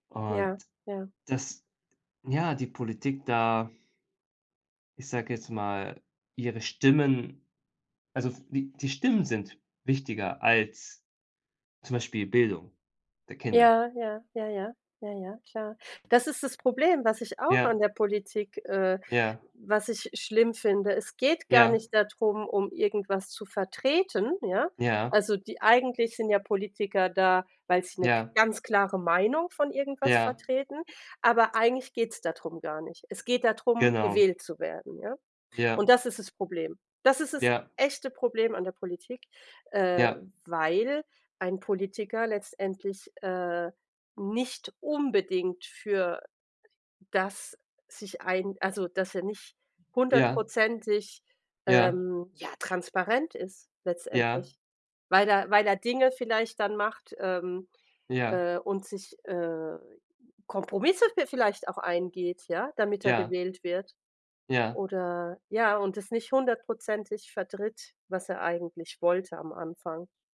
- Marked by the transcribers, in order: none
- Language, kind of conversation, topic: German, unstructured, Wie wichtig ist es, dass die Politik transparent ist?